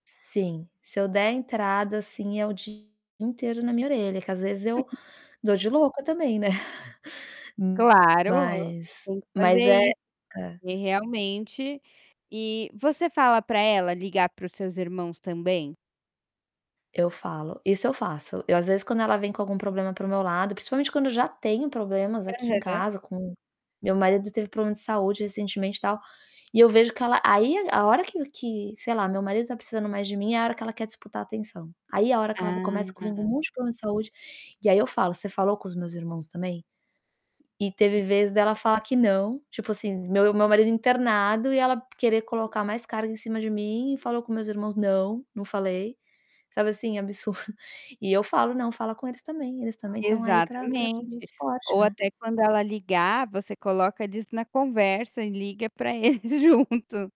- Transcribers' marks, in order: distorted speech; chuckle; chuckle; tapping; unintelligible speech; other background noise; laughing while speaking: "absurdo"; dog barking; laughing while speaking: "eles junto"
- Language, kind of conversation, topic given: Portuguese, advice, Como é não conseguir dormir por causa de pensamentos repetitivos?